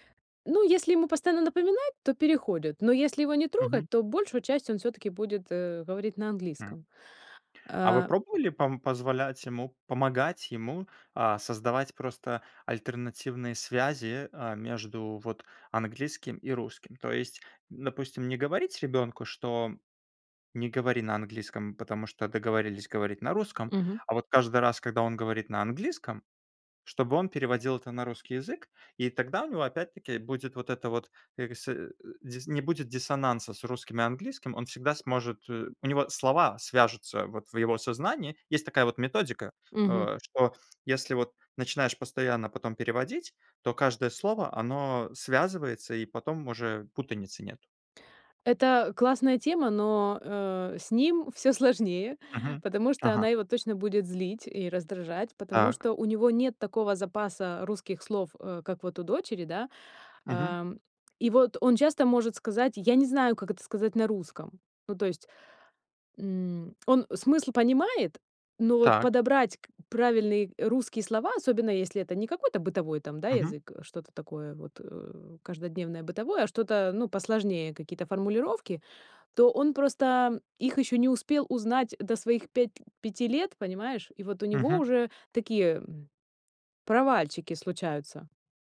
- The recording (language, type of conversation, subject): Russian, podcast, Как ты относишься к смешению языков в семье?
- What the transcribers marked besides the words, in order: tapping